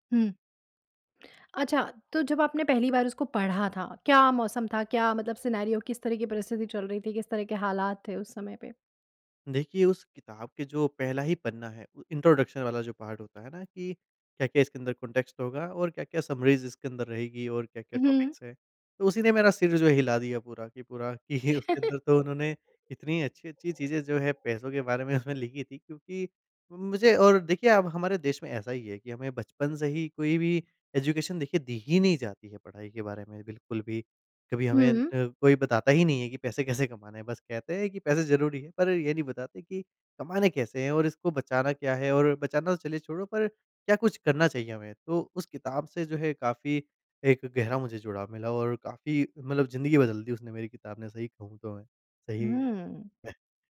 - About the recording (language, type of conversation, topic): Hindi, podcast, क्या किसी किताब ने आपका नज़रिया बदल दिया?
- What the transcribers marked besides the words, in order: tongue click; in English: "सिनेरियो"; in English: "इंट्रोडक्शन"; in English: "पार्ट"; in English: "कॉन्टेक्स्ट"; in English: "समरीज़"; in English: "टॉपिक्स"; chuckle; other background noise; in English: "एजुकेशन"